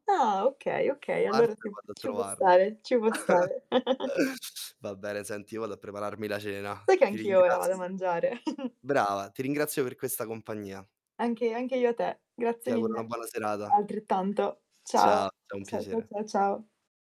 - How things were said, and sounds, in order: distorted speech; other background noise; chuckle; chuckle; "serata" said as "serada"
- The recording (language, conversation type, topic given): Italian, unstructured, Qual è il valore dell’arte nella società di oggi?